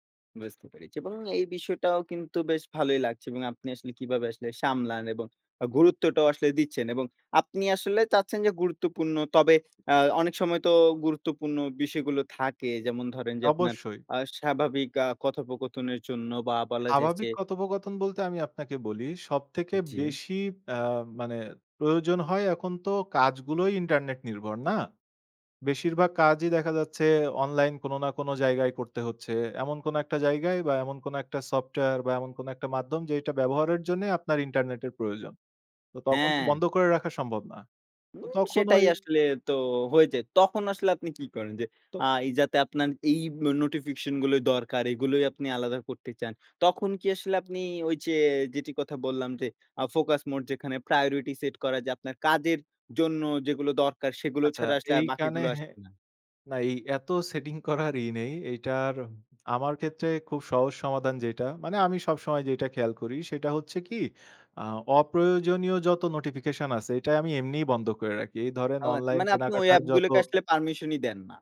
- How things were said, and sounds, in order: none
- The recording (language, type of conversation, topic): Bengali, podcast, অতিরিক্ত নোটিফিকেশন কীভাবে কমিয়ে নিয়ন্ত্রণে রাখবেন?